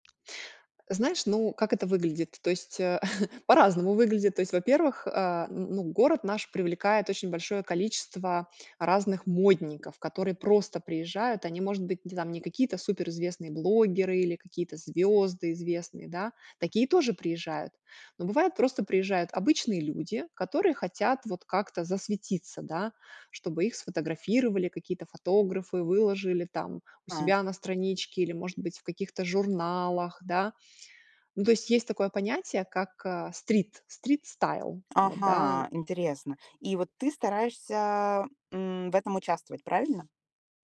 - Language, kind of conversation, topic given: Russian, podcast, Как вы обычно находите вдохновение для новых идей?
- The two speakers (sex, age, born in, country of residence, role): female, 25-29, Russia, United States, host; female, 40-44, Russia, Italy, guest
- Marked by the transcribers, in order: chuckle; laughing while speaking: "по-разному выглядит"